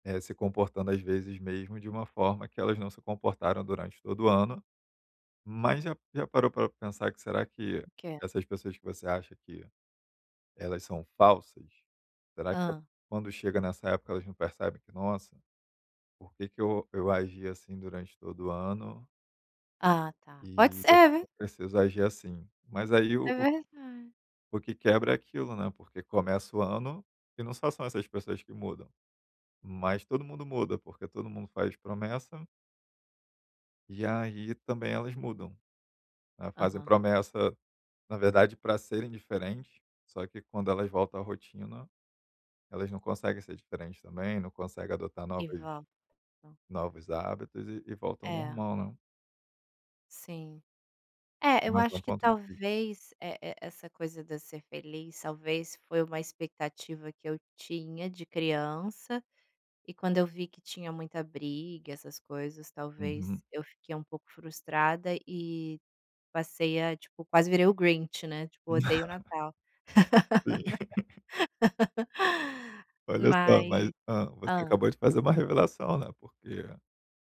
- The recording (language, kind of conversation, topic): Portuguese, advice, Como você lida com datas comemorativas e memórias compartilhadas?
- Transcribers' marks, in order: laugh; laughing while speaking: "Sim"; laugh; laugh